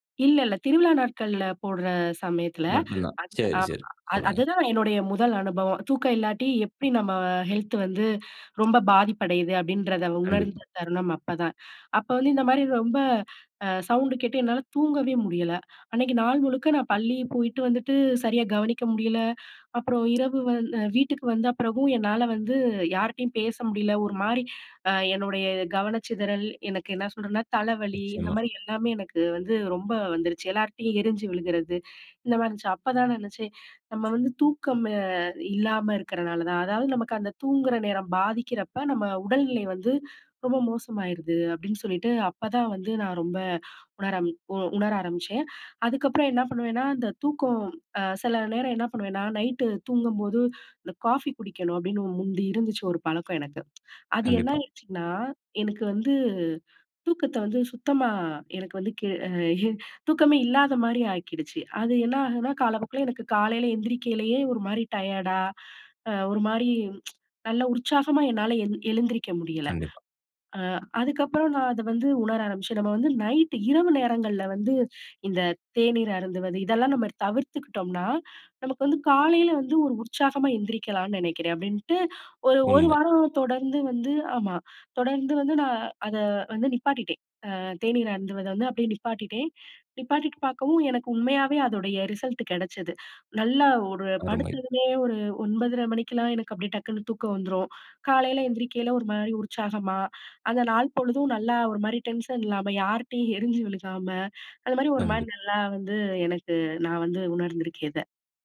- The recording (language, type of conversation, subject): Tamil, podcast, மிதமான உறக்கம் உங்கள் நாளை எப்படி பாதிக்கிறது என்று நீங்கள் நினைக்கிறீர்களா?
- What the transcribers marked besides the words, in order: other noise; other background noise; "முந்தி" said as "முன்டி"; tsk